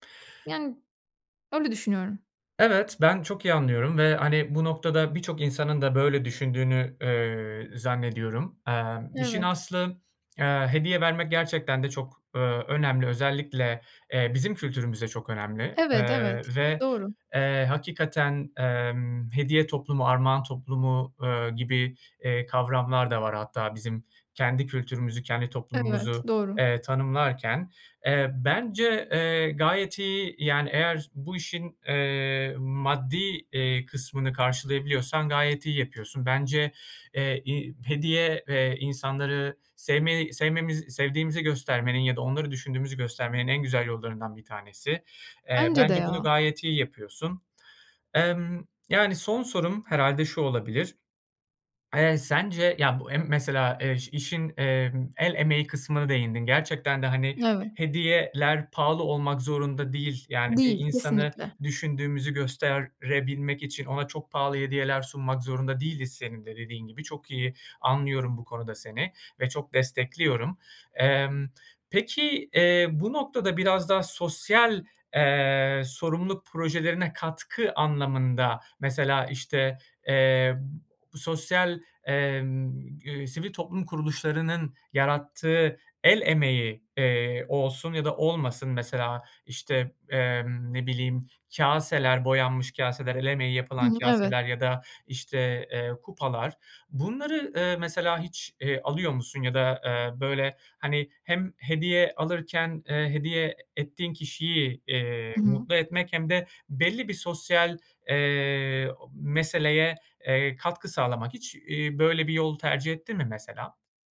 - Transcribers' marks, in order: tapping; other background noise
- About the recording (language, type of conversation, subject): Turkish, advice, Hediyeler için aşırı harcama yapıyor ve sınır koymakta zorlanıyor musunuz?